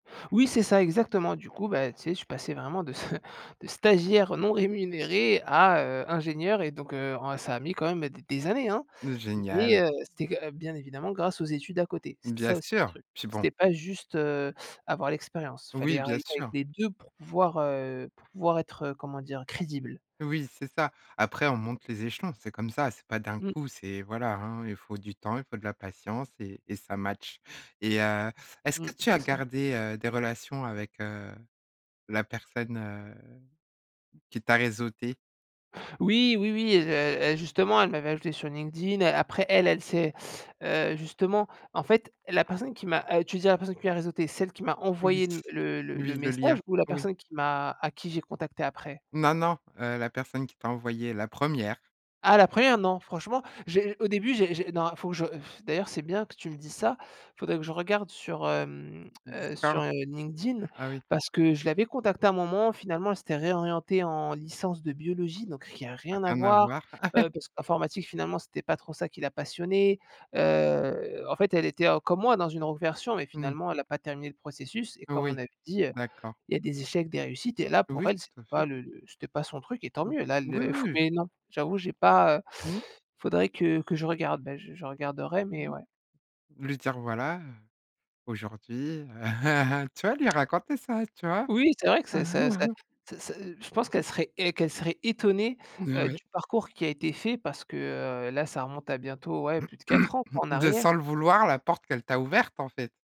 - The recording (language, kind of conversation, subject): French, podcast, Quel rôle ton réseau a-t-il joué dans tes transitions professionnelles ?
- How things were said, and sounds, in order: chuckle; blowing; tongue click; laugh; teeth sucking; other background noise; laugh; laugh; throat clearing